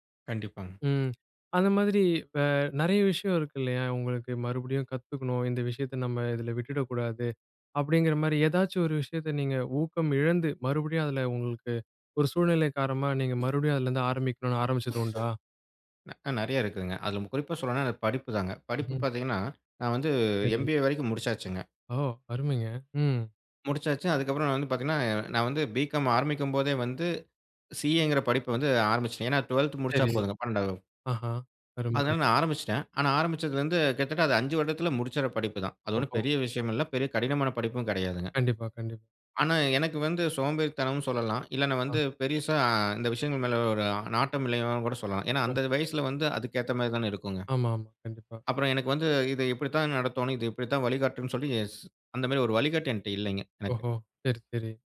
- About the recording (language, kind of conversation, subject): Tamil, podcast, மறுபடியும் கற்றுக்கொள்ளத் தொடங்க உங்களுக்கு ஊக்கம் எப்படி கிடைத்தது?
- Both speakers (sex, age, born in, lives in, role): male, 20-24, India, India, host; male, 35-39, India, India, guest
- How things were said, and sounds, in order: tapping; other noise